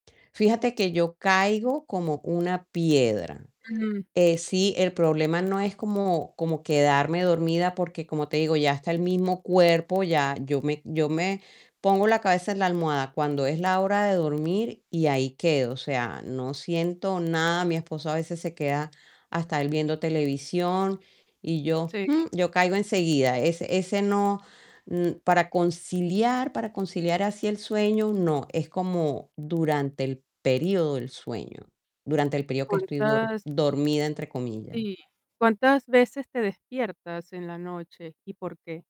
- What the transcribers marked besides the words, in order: static; distorted speech
- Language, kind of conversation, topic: Spanish, advice, ¿Cómo puedo mejorar la duración y la calidad de mi sueño?